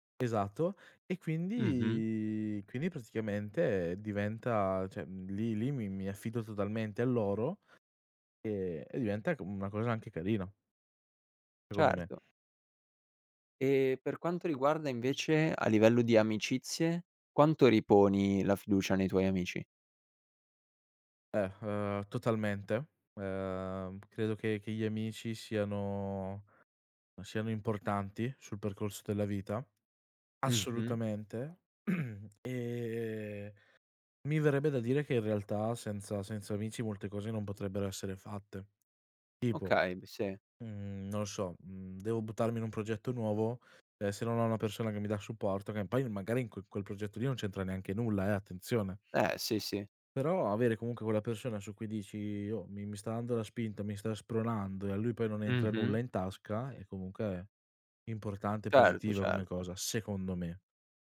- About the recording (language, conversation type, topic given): Italian, podcast, Come costruisci la fiducia in te stesso, giorno dopo giorno?
- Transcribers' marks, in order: "cioè" said as "ceh"; other background noise; throat clearing; stressed: "secondo"